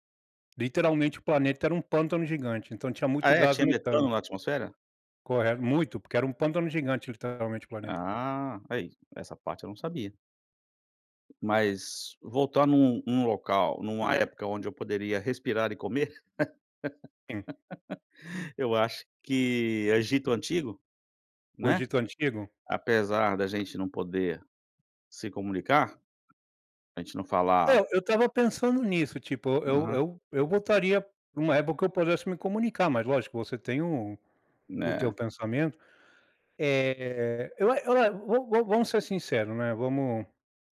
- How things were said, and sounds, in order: laugh; tapping
- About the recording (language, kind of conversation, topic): Portuguese, unstructured, Se você pudesse viajar no tempo, para que época iria?